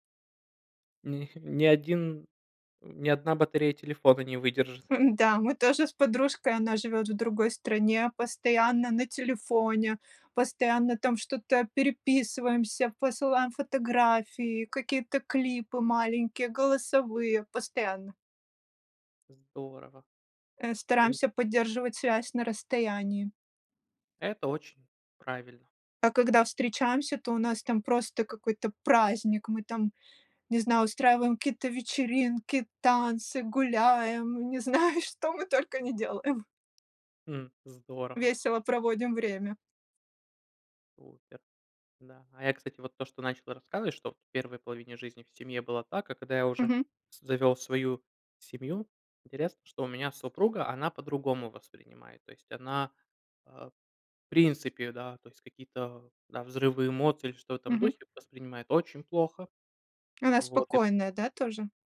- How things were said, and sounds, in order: laughing while speaking: "Да"; laughing while speaking: "не знаю, что мы только не делаем"
- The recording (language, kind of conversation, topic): Russian, unstructured, Что важнее — победить в споре или сохранить дружбу?